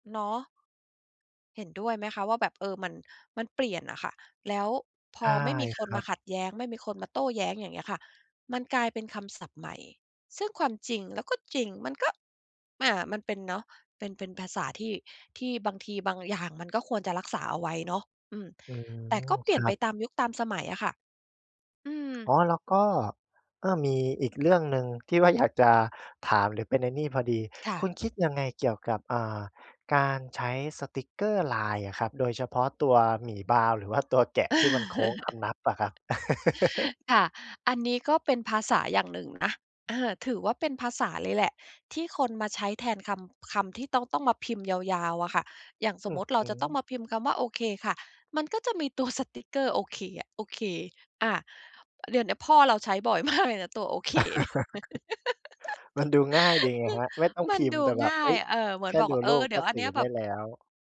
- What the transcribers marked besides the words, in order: tapping; laugh; laugh; laughing while speaking: "ตัว"; laughing while speaking: "มาก"; laugh; laughing while speaking: "โอเคเนี่ย"; laugh
- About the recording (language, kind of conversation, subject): Thai, podcast, ภาษากับวัฒนธรรมของคุณเปลี่ยนไปอย่างไรในยุคสื่อสังคมออนไลน์?